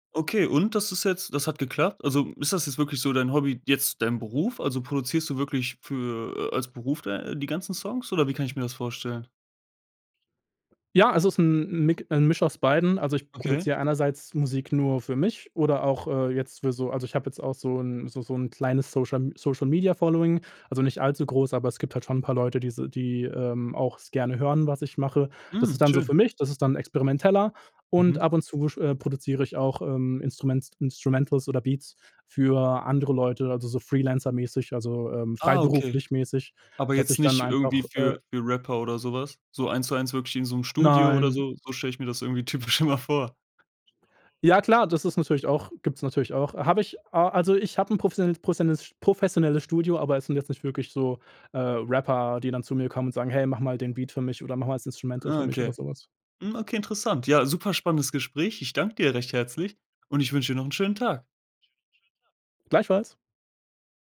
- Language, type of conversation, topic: German, podcast, Was würdest du jungen Leuten raten, die kreativ wachsen wollen?
- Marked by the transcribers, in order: background speech; other background noise; laughing while speaking: "irgendwie typisch immer vor"